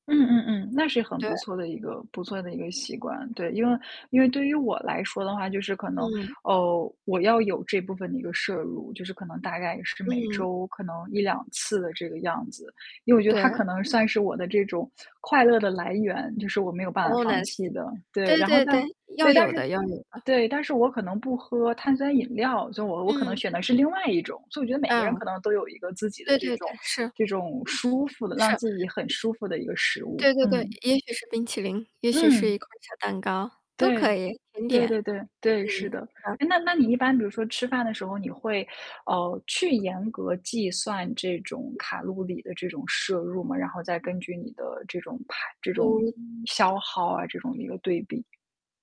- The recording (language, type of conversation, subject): Chinese, unstructured, 你如何看待健康饮食与生活质量之间的关系？
- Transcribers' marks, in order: other background noise; in English: "nice"; tapping; distorted speech